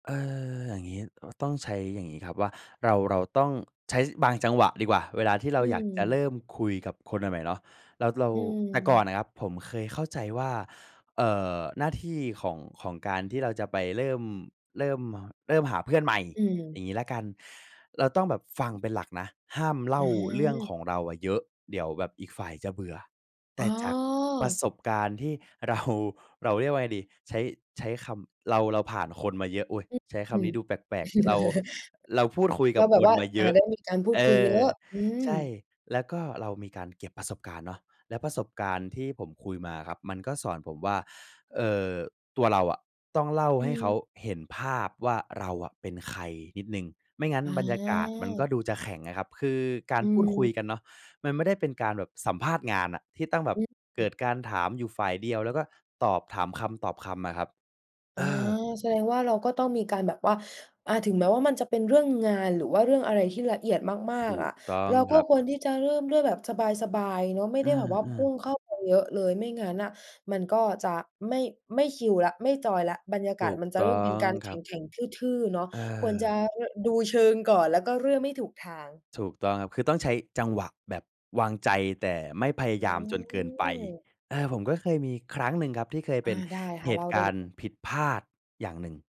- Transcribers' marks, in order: laughing while speaking: "เรา"; laugh; tapping
- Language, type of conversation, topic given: Thai, podcast, แนะนำวิธีเริ่มคุยกับคนที่เพิ่งรู้จักได้ไหม?